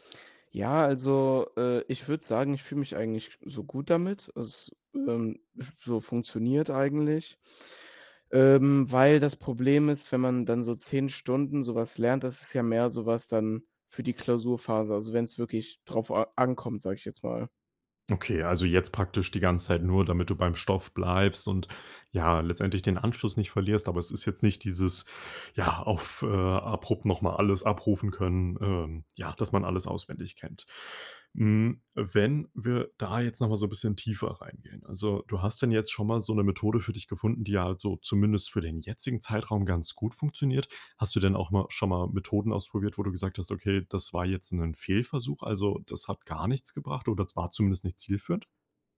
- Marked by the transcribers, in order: inhale; drawn out: "ähm"; stressed: "bleibst"; inhale
- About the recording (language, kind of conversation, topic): German, podcast, Wie findest du im Alltag Zeit zum Lernen?